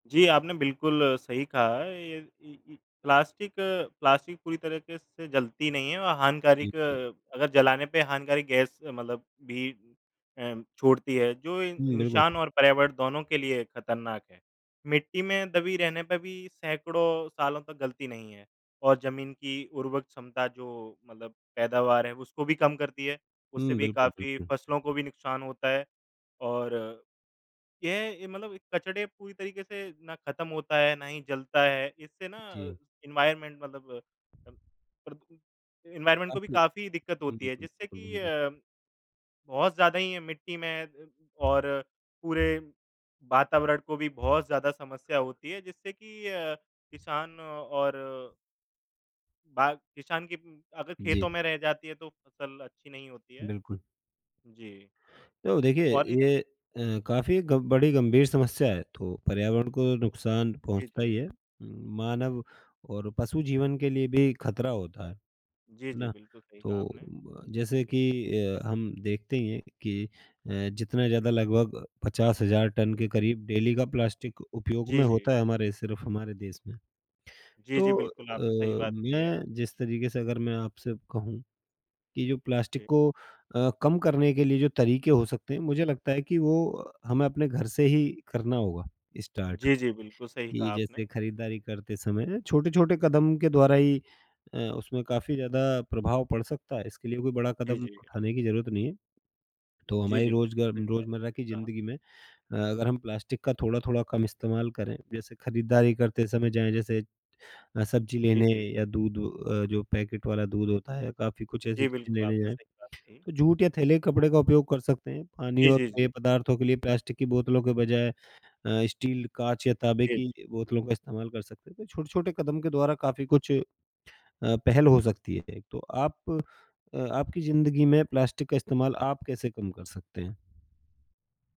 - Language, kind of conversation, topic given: Hindi, unstructured, प्लास्टिक प्रदूषण को कम करने के लिए हम कौन-से कदम उठा सकते हैं?
- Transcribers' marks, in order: other background noise; in English: "एनवायरमेंट"; in English: "एनवायरमेंट"; in English: "डेली"; in English: "स्टार्ट"